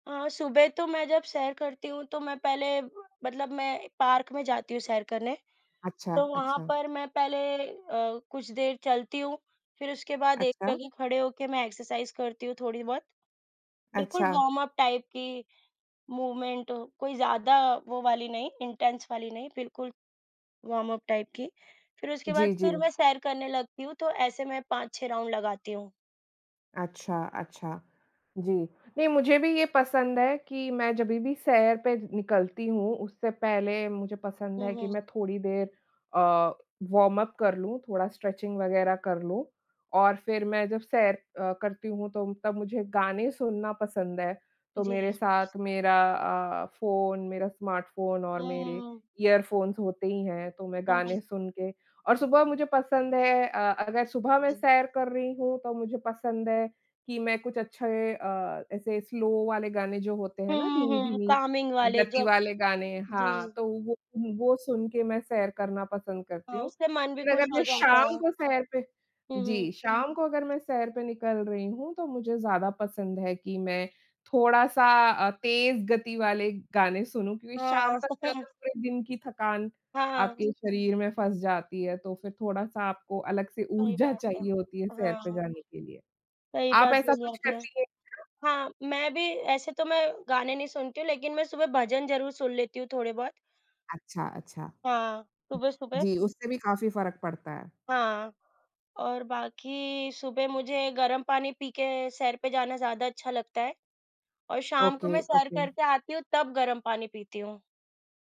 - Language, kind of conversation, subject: Hindi, unstructured, सुबह की सैर या शाम की सैर में से आपके लिए कौन सा समय बेहतर है?
- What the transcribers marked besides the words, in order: in English: "पार्क"; in English: "एक्सरसाइज़"; in English: "वार्मअप टाइप"; in English: "मूवमेंट"; in English: "इंटेंस"; in English: "वार्मअप टाइप"; in English: "राउंड"; in English: "वॉर्मअप"; in English: "स्ट्रेचिंग"; other background noise; in English: "ईयरफ़ोन्स"; in English: "स्लो"; in English: "कामिंग"; in English: "ओके, ओके"